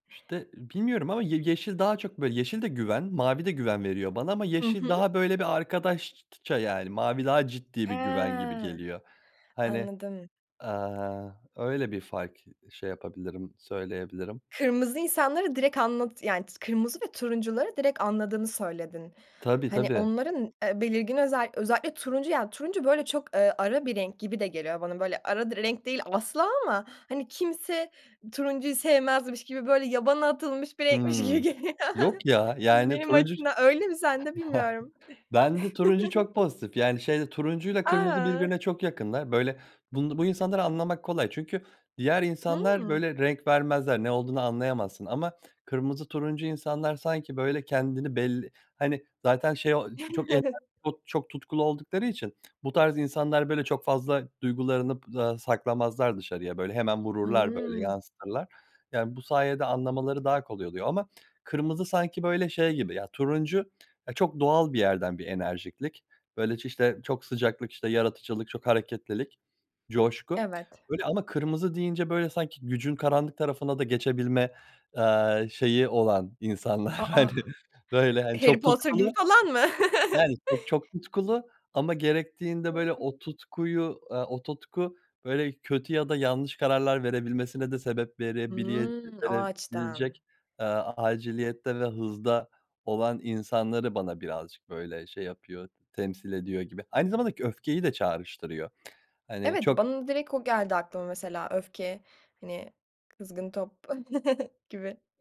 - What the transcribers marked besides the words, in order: "arkadaşça" said as "arkadaştça"; drawn out: "He"; other noise; other background noise; chuckle; laughing while speaking: "gibi geliyor"; chuckle; chuckle; chuckle; drawn out: "Hı"; laughing while speaking: "hani"; chuckle; drawn out: "Hı"; chuckle
- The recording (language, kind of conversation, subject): Turkish, podcast, Hangi renkler sana enerji verir, hangileri sakinleştirir?